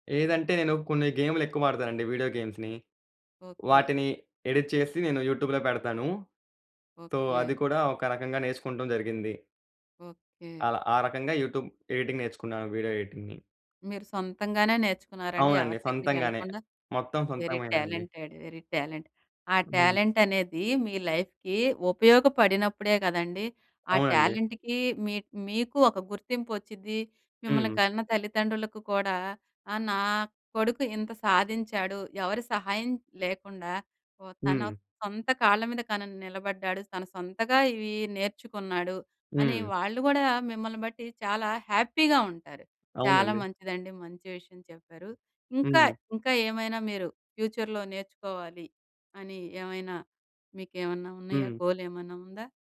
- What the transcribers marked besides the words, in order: in English: "వీడియో గేమ్స్‌ని"; in English: "ఎడిట్"; in English: "'యూట్యూబ్'లో"; in English: "సో"; in English: "ఎడిటింగ్"; in English: "ఎడిటింగ్‌ని"; in English: "వెరీ టాలెంటెడ్, వెరీ టాలెంట్"; in English: "టాలెంట్"; in English: "లైఫ్‌కి"; in English: "టాలెంట్‌కి"; in English: "హ్యాపీగా"; in English: "ఫ్యూచర్‌లో"; in English: "గోల్"
- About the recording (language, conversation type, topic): Telugu, podcast, మీ నైపుణ్యాన్ని ఆదాయంగా మార్చుకోవాలంటే ఏమి చేయాలి?
- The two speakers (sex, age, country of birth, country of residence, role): female, 40-44, India, India, host; male, 20-24, India, India, guest